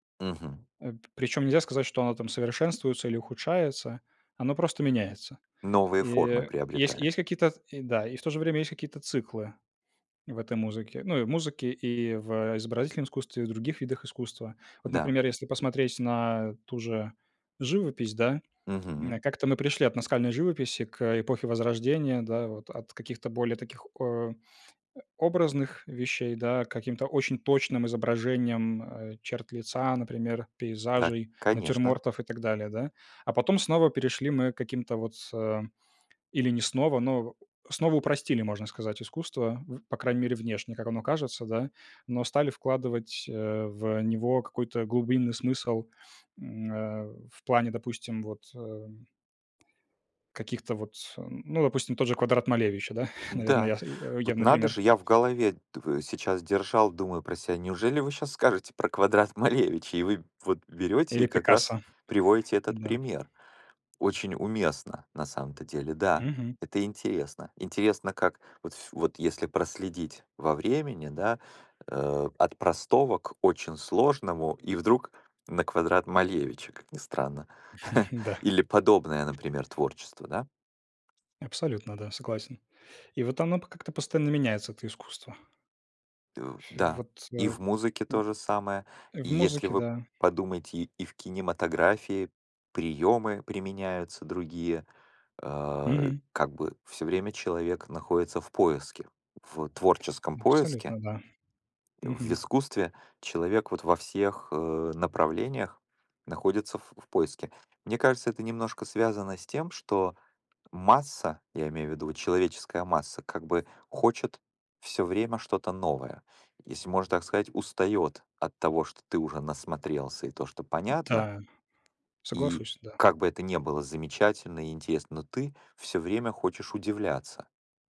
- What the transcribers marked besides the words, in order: other background noise; tapping; chuckle; chuckle; chuckle; chuckle
- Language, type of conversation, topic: Russian, unstructured, Какую роль играет искусство в нашей жизни?